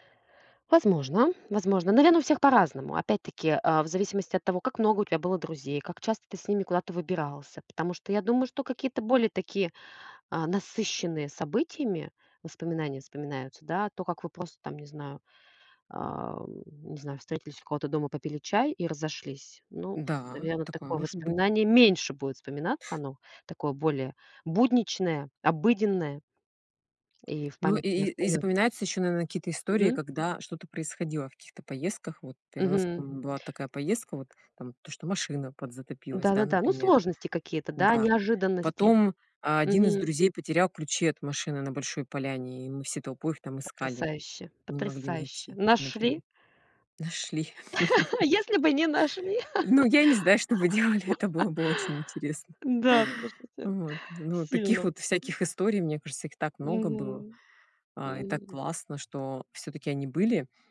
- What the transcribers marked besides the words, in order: tapping; stressed: "меньше"; blowing; chuckle; laughing while speaking: "делали"; laugh
- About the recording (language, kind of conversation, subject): Russian, unstructured, Какие общие воспоминания с друзьями тебе запомнились больше всего?